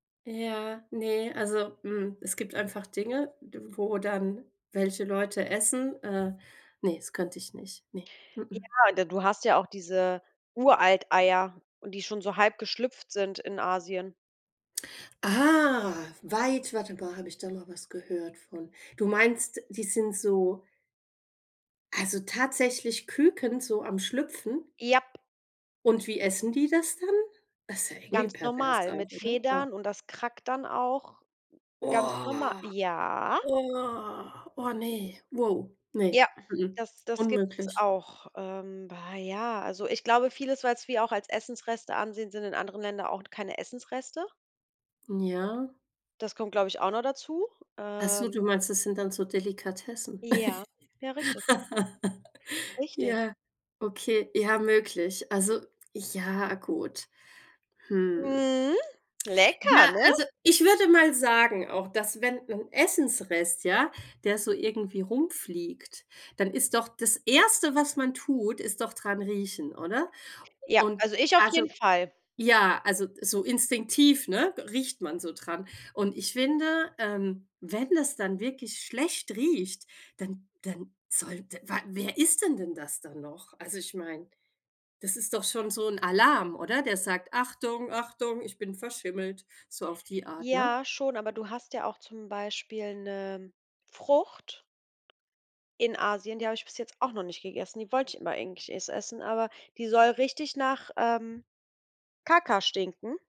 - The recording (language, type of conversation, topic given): German, unstructured, Wie gehst du mit Essensresten um, die unangenehm riechen?
- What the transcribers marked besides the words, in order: anticipating: "Ah"; disgusted: "Oh, oh"; drawn out: "Oh, oh"; stressed: "Ja"; laugh; put-on voice: "Achtung, Achtung, ich bin verschimmelt!"; other background noise